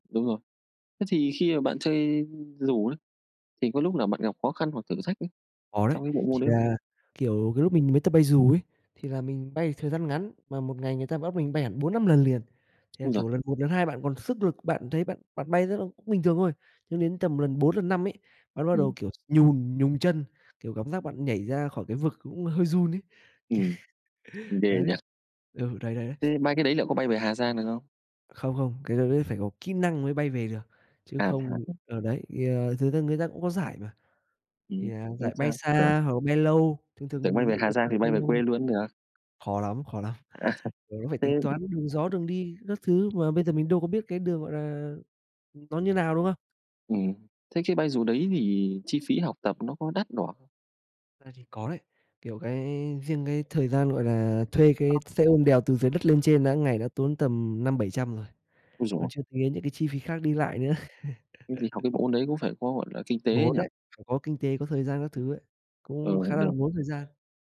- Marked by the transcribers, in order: tapping; laugh; other noise; laughing while speaking: "À"; other background noise; unintelligible speech; laughing while speaking: "nữa"; laugh
- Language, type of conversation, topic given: Vietnamese, unstructured, Bạn đã từng có trải nghiệm đáng nhớ nào khi chơi thể thao không?